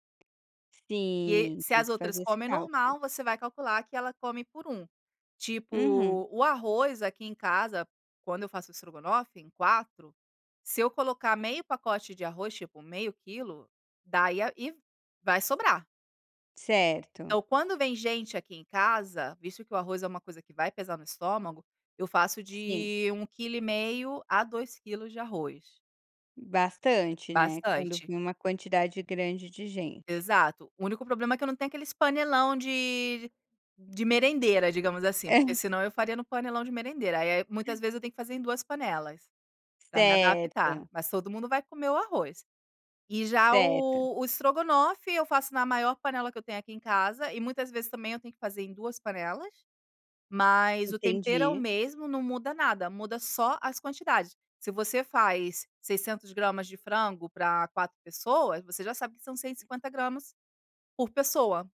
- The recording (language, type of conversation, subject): Portuguese, podcast, Me conta sobre um prato que sempre dá certo nas festas?
- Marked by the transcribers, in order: other noise; chuckle; tapping